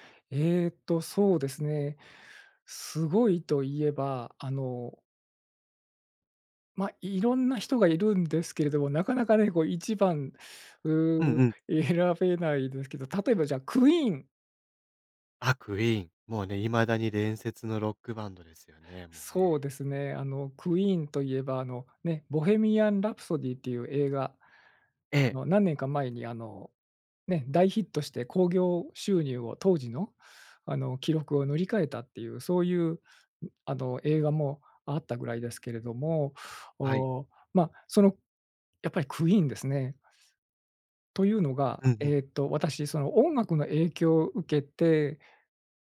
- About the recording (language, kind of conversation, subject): Japanese, podcast, 子どもの頃の音楽体験は今の音楽の好みに影響しますか？
- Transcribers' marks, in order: joyful: "Queen"; other background noise